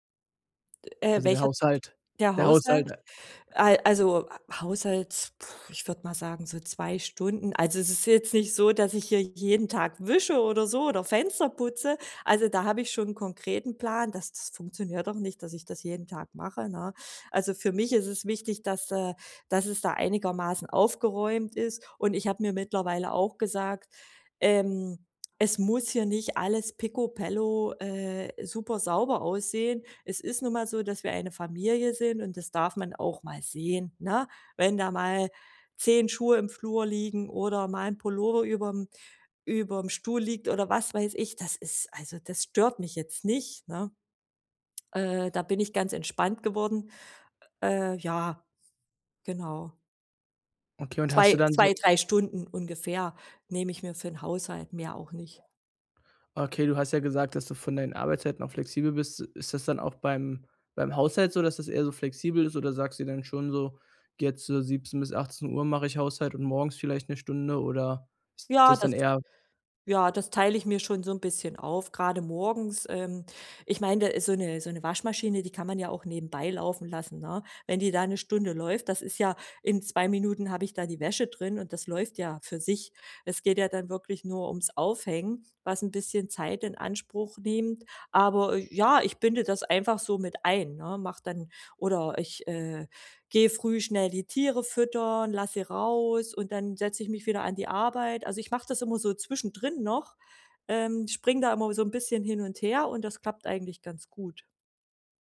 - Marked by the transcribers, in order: other background noise; blowing
- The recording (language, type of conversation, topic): German, podcast, Wie teilt ihr zu Hause die Aufgaben und Rollen auf?